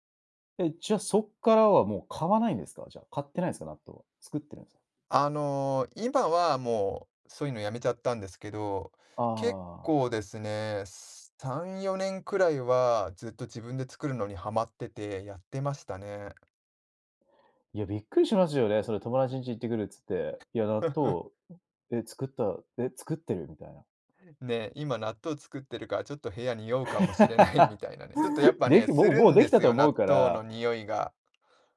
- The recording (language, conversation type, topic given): Japanese, podcast, 発酵食品の中で、特に驚いたものは何ですか？
- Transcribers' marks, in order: tapping; other background noise; chuckle; laugh; laughing while speaking: "しれない"